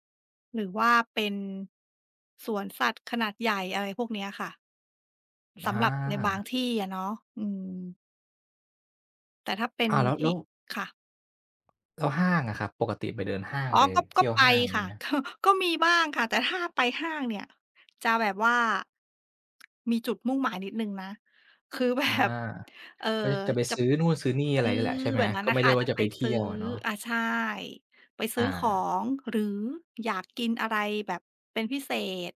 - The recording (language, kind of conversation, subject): Thai, unstructured, คุณคิดว่าการเที่ยวเมืองใหญ่กับการเที่ยวธรรมชาติต่างกันอย่างไร?
- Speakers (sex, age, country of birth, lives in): female, 40-44, Thailand, Thailand; male, 25-29, Thailand, Thailand
- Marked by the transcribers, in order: other background noise; tapping; laughing while speaking: "ก็"; tsk; laughing while speaking: "แบบ"